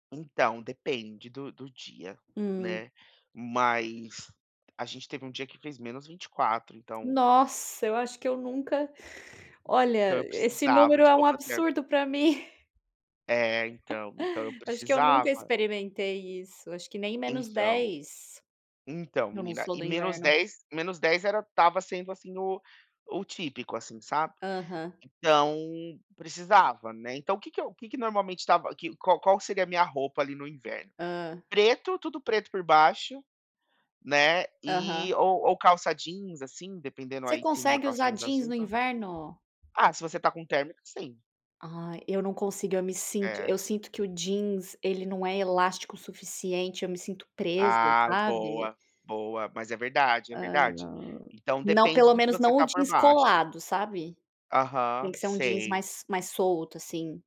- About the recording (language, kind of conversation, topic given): Portuguese, unstructured, Como você descreveria seu estilo pessoal?
- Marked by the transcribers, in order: tapping; chuckle; laugh